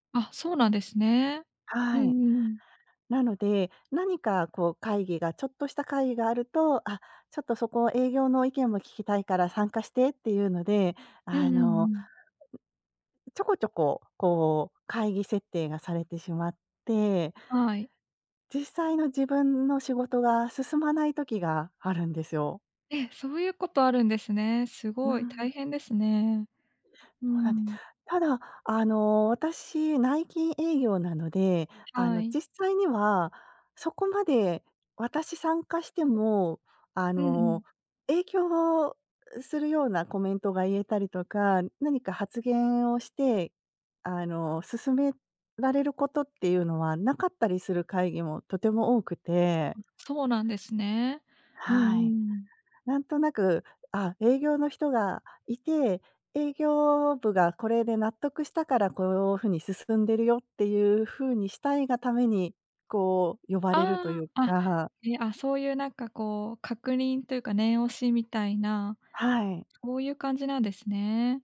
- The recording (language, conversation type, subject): Japanese, advice, 会議が長引いて自分の仕事が進まないのですが、どうすれば改善できますか？
- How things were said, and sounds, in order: other noise; other background noise